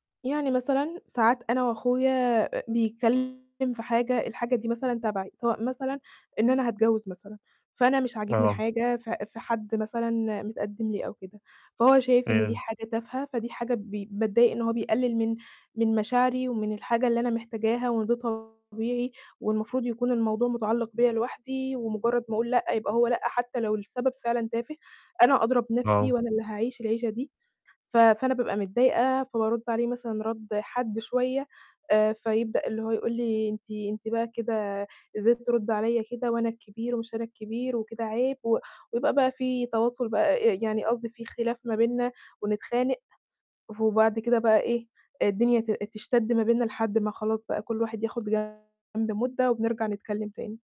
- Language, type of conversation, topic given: Arabic, advice, إزاي أتحسن في التواصل مع إخواتي عشان نتجنب الخناقات والتصعيد؟
- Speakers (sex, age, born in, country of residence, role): female, 20-24, Egypt, Egypt, user; male, 30-34, Egypt, Egypt, advisor
- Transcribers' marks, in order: distorted speech; unintelligible speech